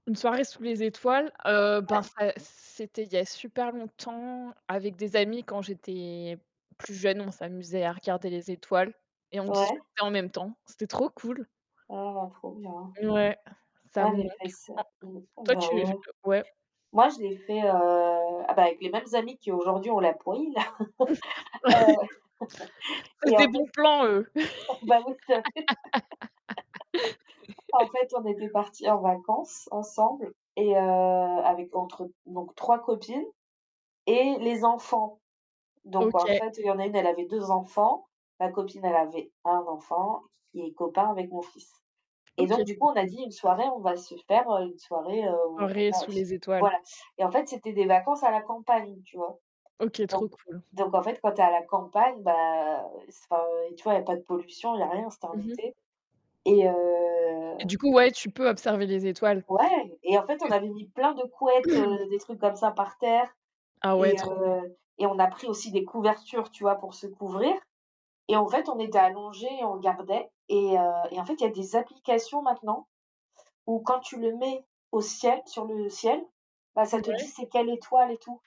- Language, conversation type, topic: French, unstructured, Préférez-vous les soirées d’hiver au coin du feu ou les soirées d’été sous les étoiles ?
- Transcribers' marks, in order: other background noise; distorted speech; laugh; chuckle; laugh; laugh; tapping; drawn out: "heu"; throat clearing